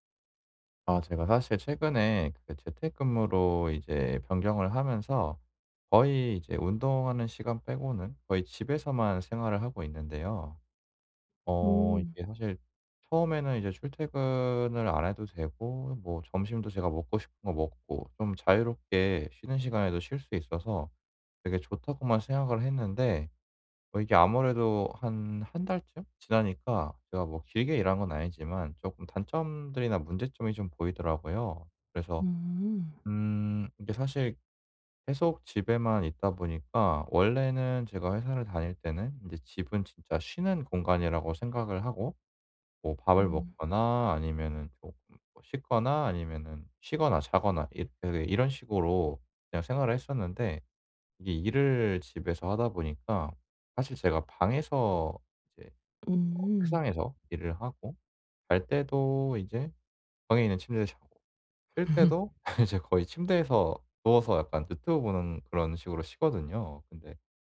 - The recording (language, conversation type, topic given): Korean, advice, 집에서 긴장을 풀고 편하게 쉴 수 있는 방법은 무엇인가요?
- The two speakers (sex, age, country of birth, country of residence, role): female, 35-39, South Korea, Germany, advisor; male, 25-29, South Korea, South Korea, user
- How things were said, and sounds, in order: other background noise; laughing while speaking: "이제"; laugh